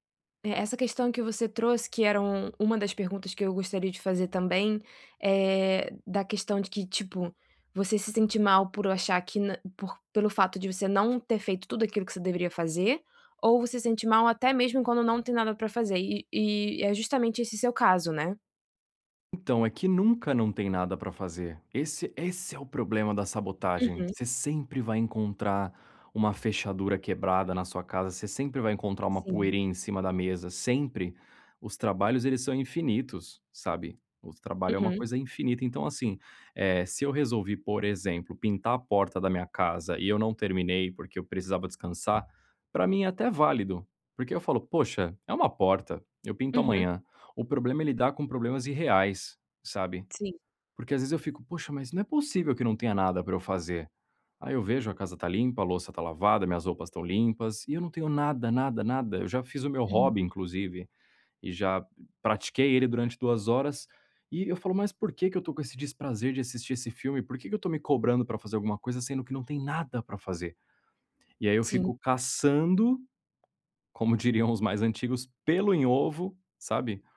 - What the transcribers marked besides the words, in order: tapping
- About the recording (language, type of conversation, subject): Portuguese, advice, Como posso relaxar e aproveitar meu tempo de lazer sem me sentir culpado?